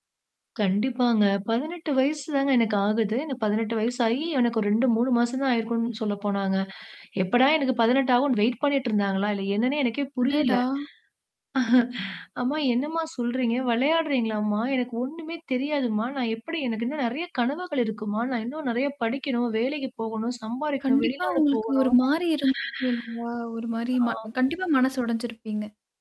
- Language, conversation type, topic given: Tamil, podcast, எதிர்பாராத ஒரு சம்பவம் உங்கள் வாழ்க்கை பாதையை மாற்றியதா?
- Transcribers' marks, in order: chuckle; distorted speech; other background noise